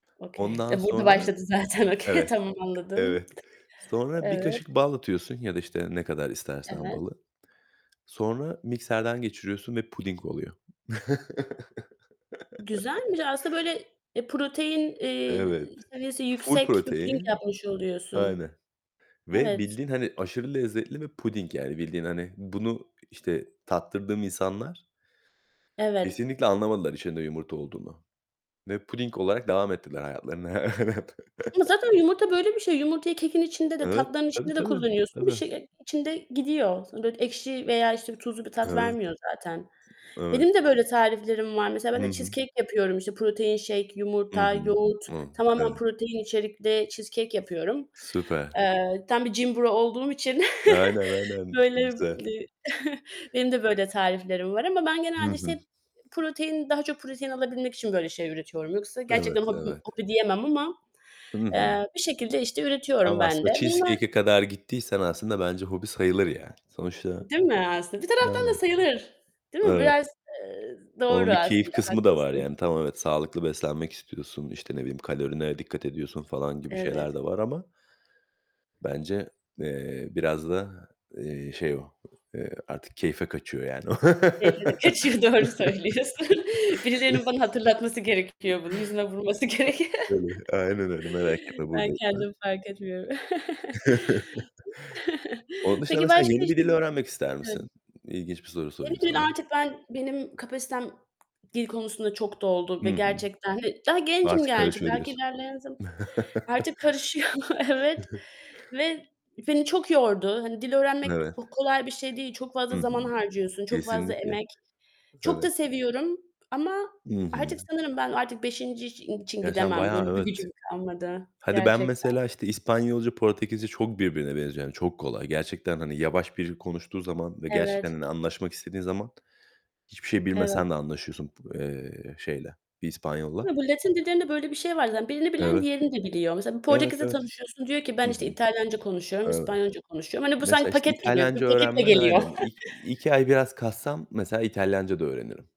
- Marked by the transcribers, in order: in English: "Okay"; other background noise; in English: "okey"; tapping; chuckle; laughing while speaking: "Evet"; static; in English: "shake"; in English: "gym bro"; chuckle; laughing while speaking: "kaçıyor doğru söylüyorsun"; laugh; laughing while speaking: "gerekiyor"; chuckle; chuckle; chuckle; chuckle
- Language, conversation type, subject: Turkish, unstructured, Hobiler insanlara nasıl mutluluk verir?